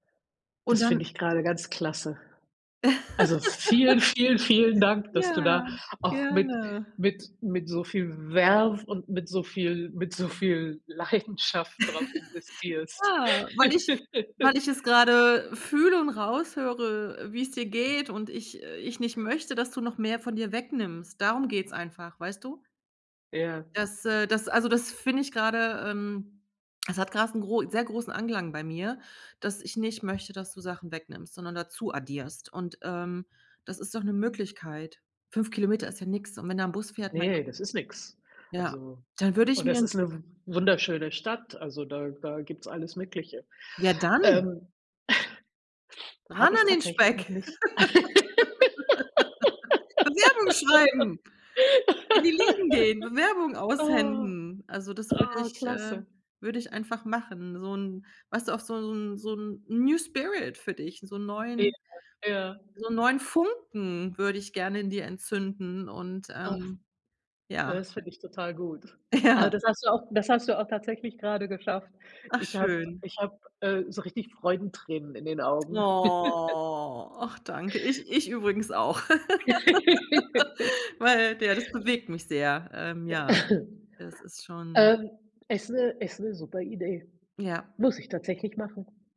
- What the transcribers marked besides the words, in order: laugh; other background noise; chuckle; chuckle; laugh; chuckle; "aushändigen" said as "aushänden"; laugh; in English: "New Spirit"; unintelligible speech; laughing while speaking: "Ja"; drawn out: "Oh"; chuckle; laugh; cough
- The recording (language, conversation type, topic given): German, advice, Welche starken Geldsorgen halten dich nachts wach und lassen dich grübeln?